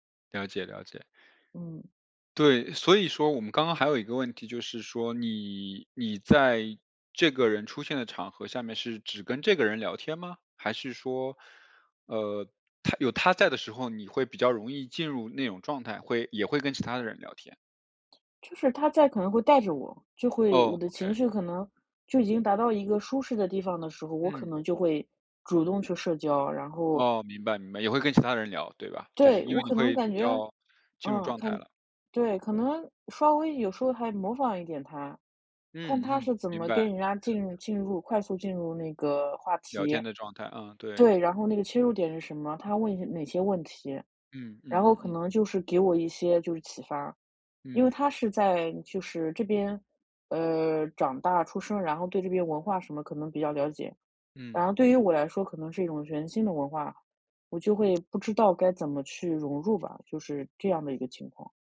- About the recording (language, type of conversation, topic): Chinese, advice, 在派对上我总觉得很尴尬该怎么办？
- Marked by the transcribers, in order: other background noise